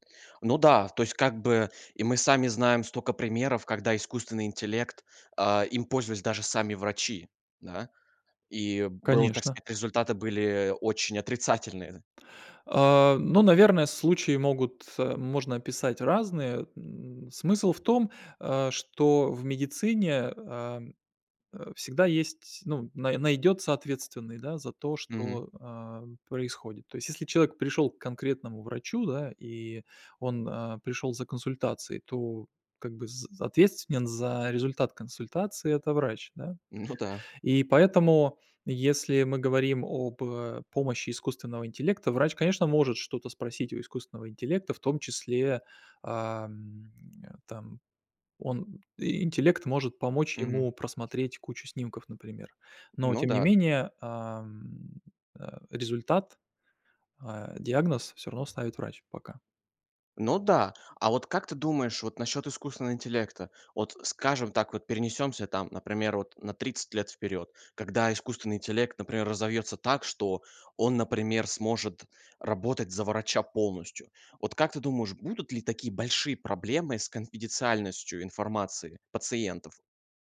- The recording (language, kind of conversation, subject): Russian, podcast, Какие изменения принесут технологии в сфере здоровья и медицины?
- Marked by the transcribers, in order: laughing while speaking: "Ну"; tapping